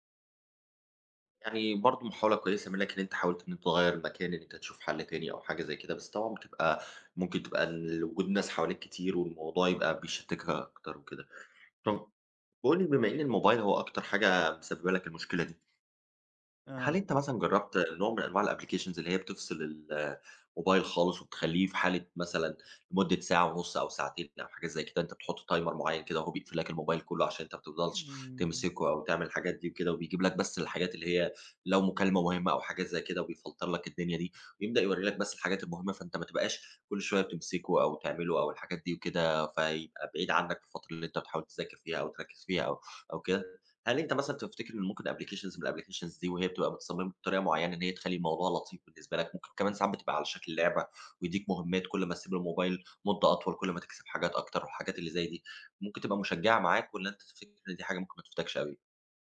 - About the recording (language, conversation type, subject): Arabic, advice, إزاي أقدر أدخل في حالة تدفّق وتركيز عميق؟
- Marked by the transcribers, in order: in English: "الapplications"; in English: "timer"; in English: "وبيفلتر"; in English: "applications"; in English: "الapplications"